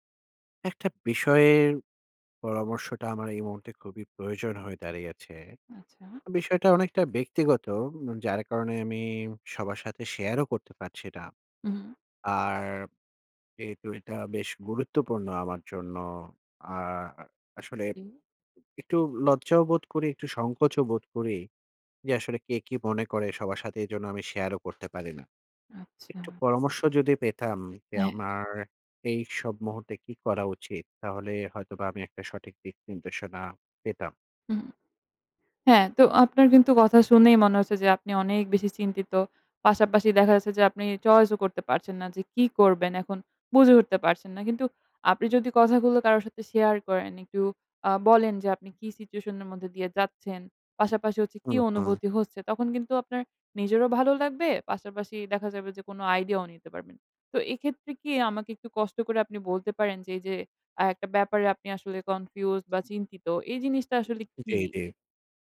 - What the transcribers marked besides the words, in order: trusting: "নিজেরও ভালো লাগবে, পাশাপাশি দেখা যাবে যে কোনো আইডিয়াও নিতে পারবেন"; in English: "confused"
- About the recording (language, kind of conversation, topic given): Bengali, advice, আপনি কেন প্রায়ই কোনো প্রকল্প শুরু করে মাঝপথে থেমে যান?